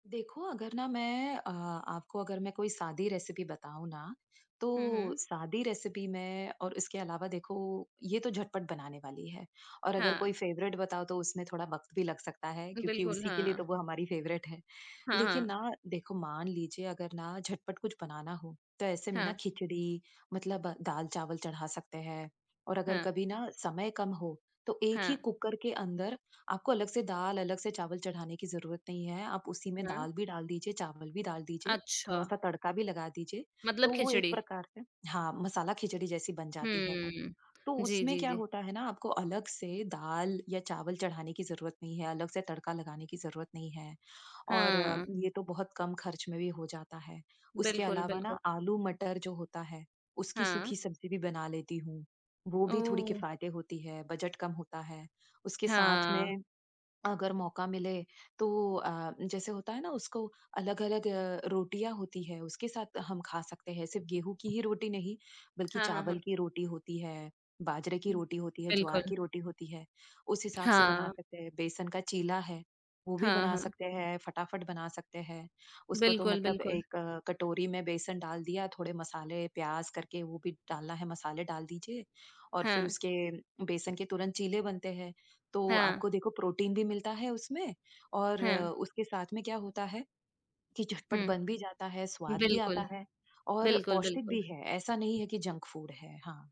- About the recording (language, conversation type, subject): Hindi, podcast, बजट में स्वादिष्ट खाना बनाने की तरकीबें क्या हैं?
- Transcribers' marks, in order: "साधी" said as "सादी"; in English: "रेसिपी"; "साधी" said as "सादी"; in English: "रेसिपी"; in English: "फ़ेवरेट"; in English: "फ़ेवरेट"; in English: "बजट"; other background noise; tapping; in English: "जंक फूड"